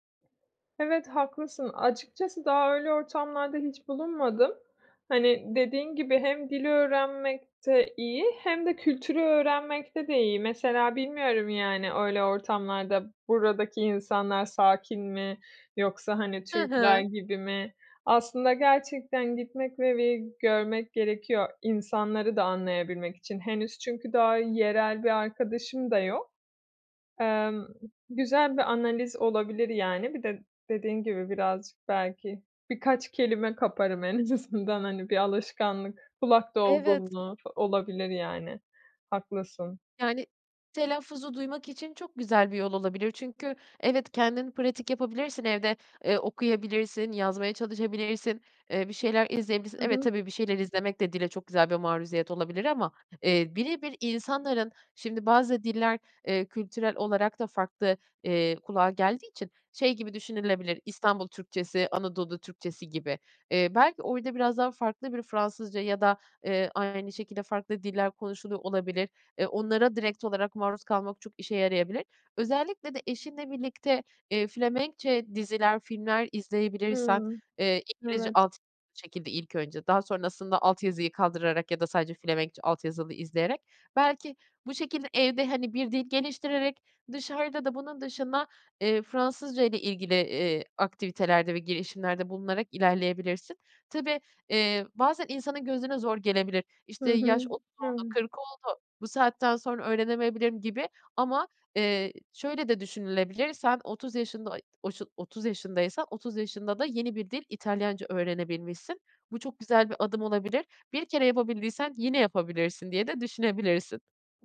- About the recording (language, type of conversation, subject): Turkish, advice, Yeni bir ülkede dil engelini aşarak nasıl arkadaş edinip sosyal bağlantılar kurabilirim?
- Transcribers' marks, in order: other background noise; tapping